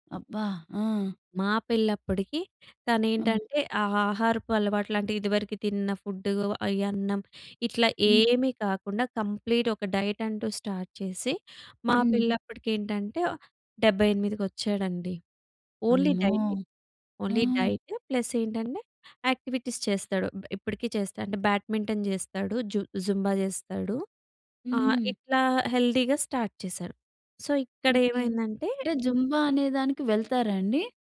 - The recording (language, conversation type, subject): Telugu, podcast, కుటుంబంతో కలిసి ఆరోగ్యకరమైన దినచర్యను ఎలా ఏర్పాటు చేసుకుంటారు?
- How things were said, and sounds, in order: other background noise; in English: "కంప్లీట్"; in English: "స్టార్ట్"; in English: "ఓన్లీ"; in English: "ఓన్లీ డైట్"; tapping; in English: "యాక్టివిటీస్"; in English: "బ్యాట్ మింటెన్"; in English: "హెల్దీగా స్టార్ట్"; in English: "సో"; in English: "జుంబా"; other noise